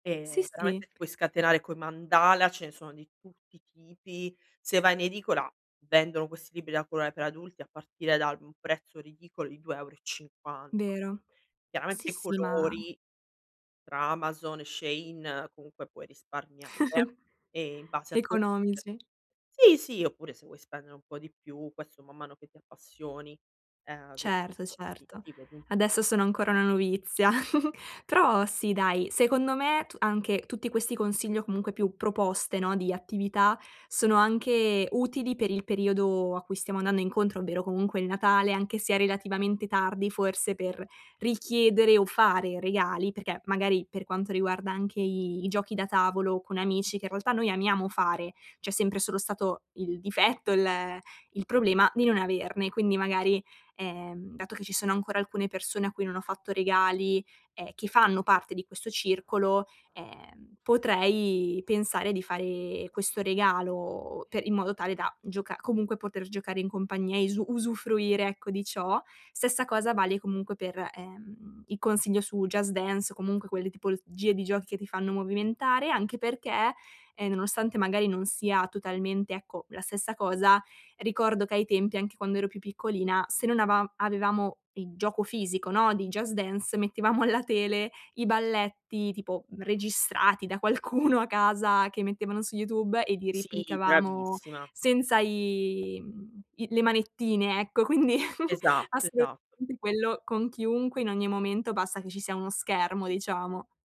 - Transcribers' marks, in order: tapping; "colorare" said as "coloae"; "un" said as "um"; chuckle; "questo" said as "quesso"; chuckle; "andando" said as "annanno"; unintelligible speech; background speech; "tipologie" said as "tipolozgie"; laughing while speaking: "mettevamo alla"; "registrati" said as "regissrati"; laughing while speaking: "qualcuno"; "replicavamo" said as "riplicavamo"; laughing while speaking: "Quindi"; chuckle
- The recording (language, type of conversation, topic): Italian, advice, Come posso smettere di annoiarmi e divertirmi di più quando sono a casa?